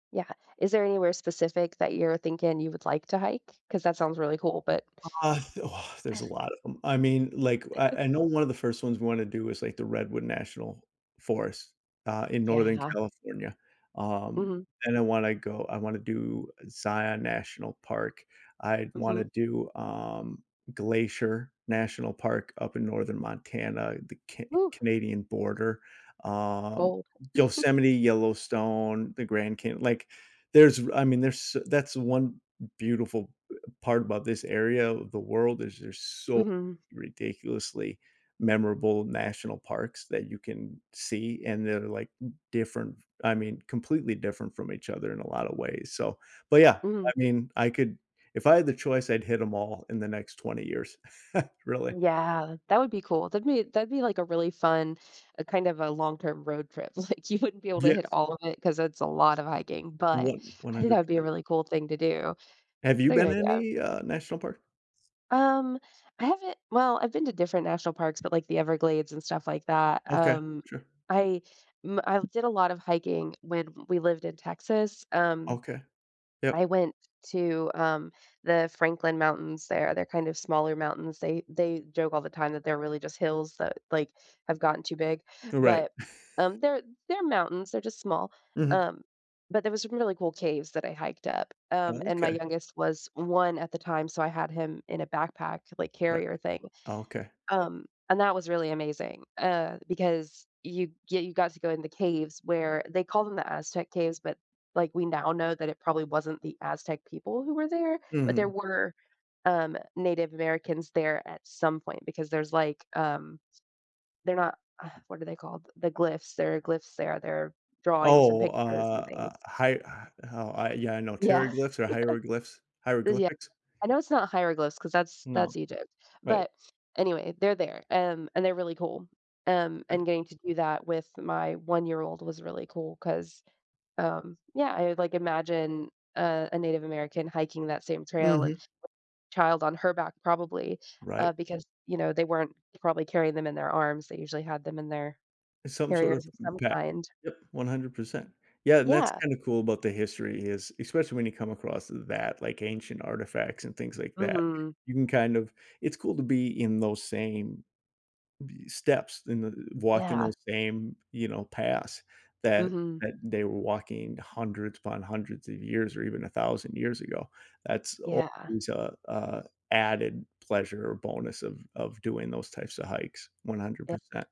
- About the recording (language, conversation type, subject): English, unstructured, How can I balance chasing fitness goals while keeping exercise fun?
- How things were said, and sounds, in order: chuckle; chuckle; chuckle; laughing while speaking: "like, you wouldn't"; tapping; other background noise; chuckle; sigh; laugh